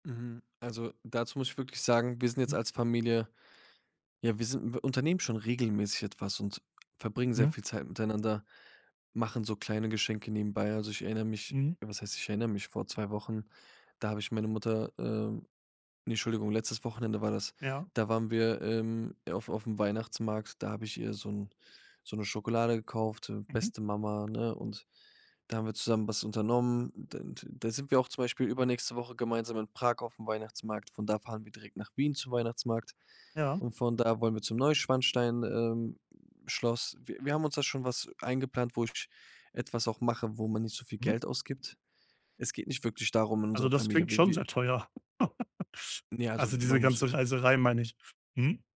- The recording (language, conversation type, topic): German, advice, Wie kann ich gute Geschenkideen für Freunde oder Familie finden?
- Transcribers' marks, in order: laugh